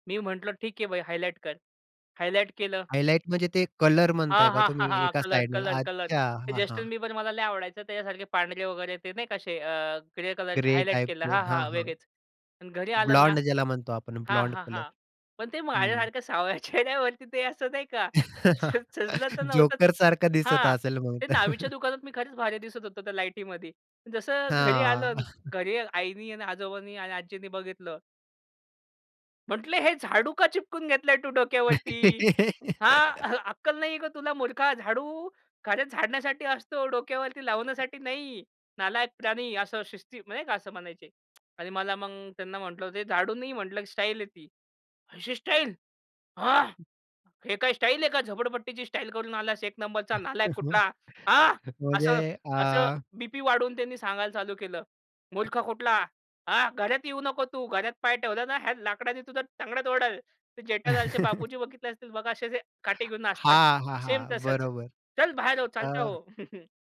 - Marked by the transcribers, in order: laughing while speaking: "सावळ्या चेहऱ्यावरती"; chuckle; other background noise; chuckle; tapping; chuckle; laugh; stressed: "हां"; put-on voice: "अशी स्टाईल"; put-on voice: "हे काय स्टाईल आहे का? … नंबरचा नालायक कुठला"; chuckle; put-on voice: "मूर्ख कुठला. हा घरात येऊ … तुझा तंगड तोडल"; chuckle; put-on voice: "चल बाहेर हो, चालता हो"; chuckle
- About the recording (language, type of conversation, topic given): Marathi, podcast, कुटुंबाचा तुमच्या पेहरावाच्या पद्धतीवर कितपत प्रभाव पडला आहे?